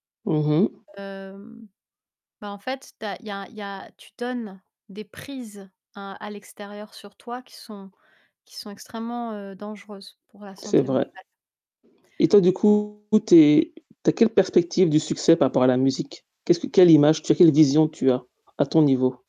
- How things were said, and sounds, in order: static; tapping; other background noise; distorted speech
- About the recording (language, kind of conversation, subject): French, unstructured, Comment définis-tu le succès personnel aujourd’hui ?